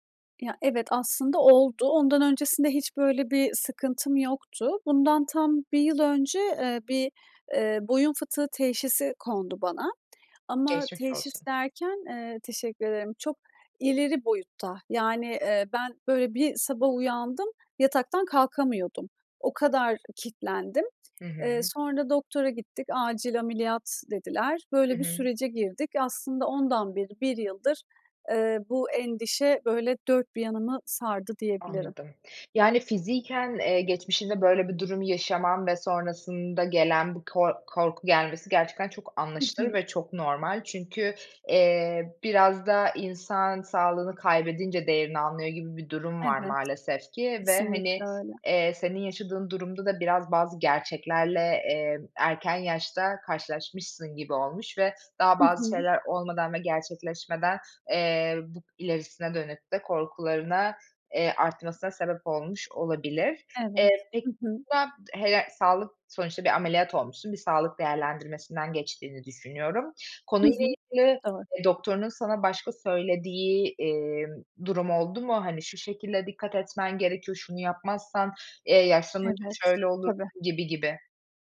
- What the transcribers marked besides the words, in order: tapping; unintelligible speech
- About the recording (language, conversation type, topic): Turkish, advice, Yaşlanma nedeniyle güç ve dayanıklılık kaybetmekten korkuyor musunuz?